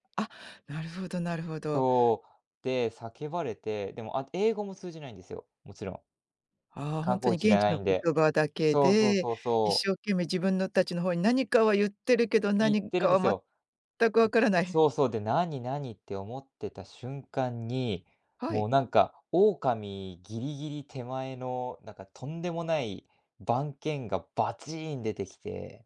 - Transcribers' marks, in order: none
- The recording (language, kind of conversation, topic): Japanese, podcast, 道に迷って大変だった経験はありますか？